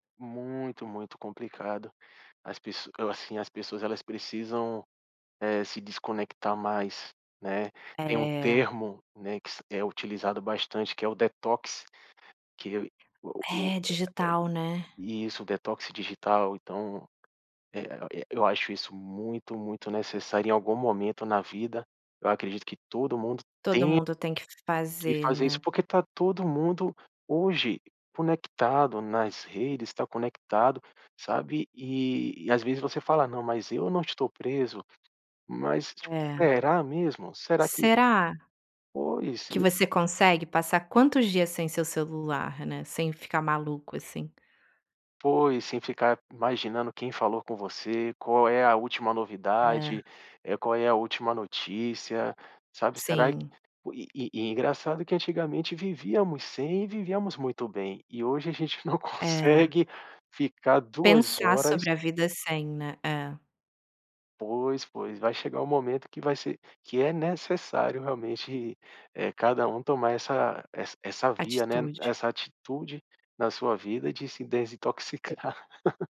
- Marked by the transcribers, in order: in English: "detox"; in English: "detox"; laugh
- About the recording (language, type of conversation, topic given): Portuguese, podcast, As redes sociais ajudam a descobrir quem você é ou criam uma identidade falsa?